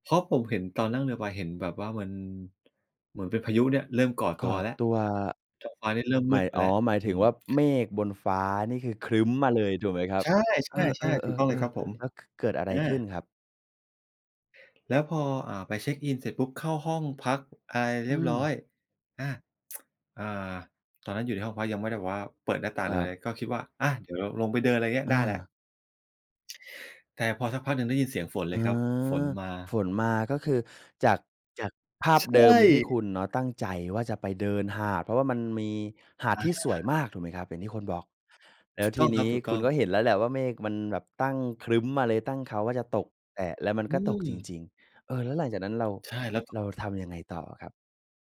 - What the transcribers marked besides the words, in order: tapping; tsk; stressed: "ใช่"; other background noise
- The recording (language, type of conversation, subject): Thai, podcast, เคยเจอพายุหรือสภาพอากาศสุดโต่งระหว่างทริปไหม?